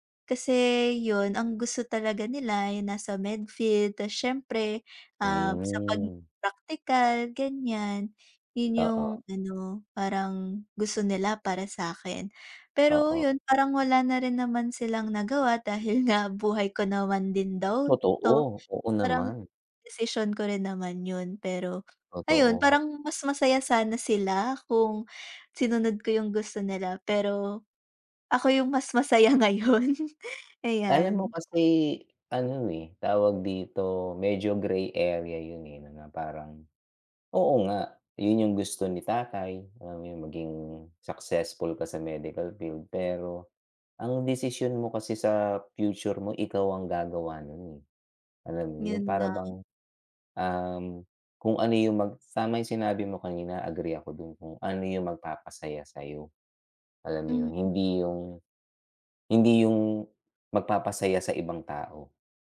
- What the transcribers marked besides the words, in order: laughing while speaking: "ngayon"; tapping
- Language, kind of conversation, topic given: Filipino, unstructured, Ano ang pinakamahirap na desisyong nagawa mo sa buhay mo?